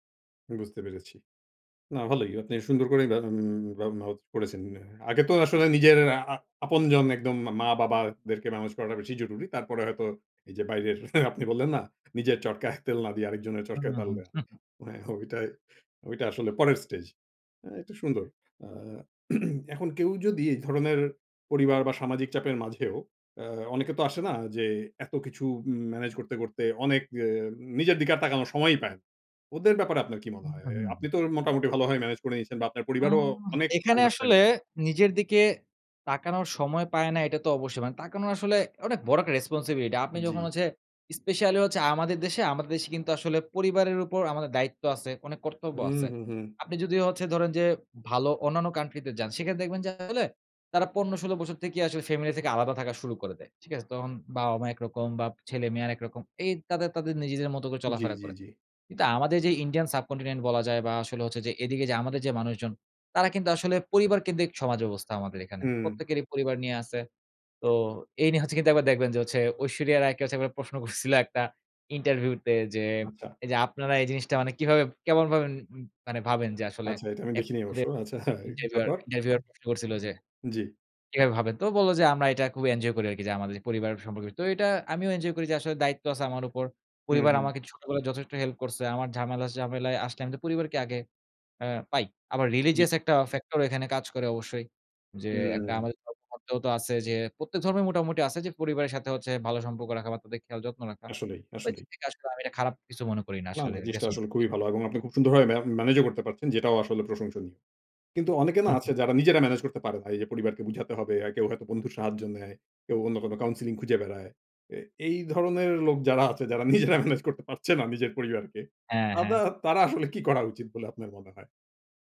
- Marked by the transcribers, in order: unintelligible speech; scoff; scoff; throat clearing; in English: "understanding"; in English: "subcontinent"; scoff; scoff; in English: "religious"; in English: "counselling"; laughing while speaking: "নিজেরা ম্যানেজ করতে পারছে না … আপনার মনে হয়?"
- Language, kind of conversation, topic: Bengali, podcast, পরিবার বা সমাজের চাপের মধ্যেও কীভাবে আপনি নিজের সিদ্ধান্তে অটল থাকেন?